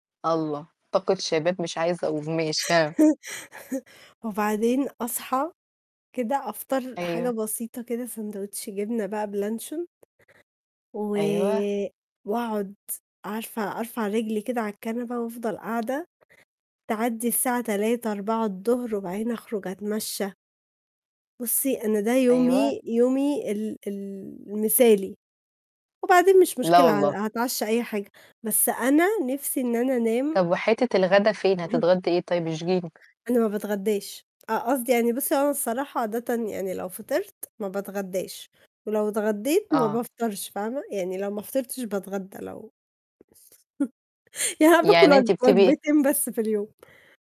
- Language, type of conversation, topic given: Arabic, unstructured, إيه الحاجة اللي لسه بتفرّحك رغم مرور السنين؟
- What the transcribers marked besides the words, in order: other background noise; laugh; tapping; in English: "sandwich"; throat clearing; chuckle; laughing while speaking: "يعني أنا بآكل وج وجبتين بس في اليوم"